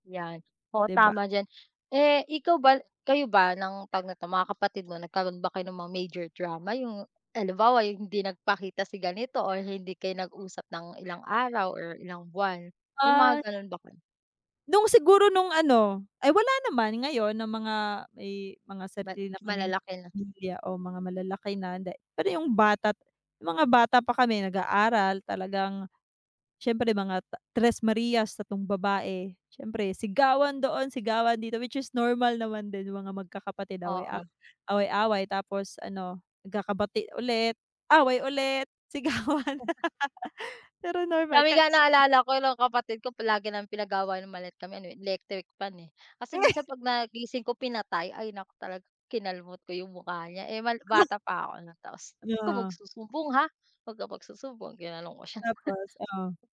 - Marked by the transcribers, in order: tapping; laughing while speaking: "sigawan"; laugh; chuckle
- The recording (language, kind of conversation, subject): Filipino, unstructured, Paano mo hinaharap ang hindi pagkakaunawaan sa pamilya?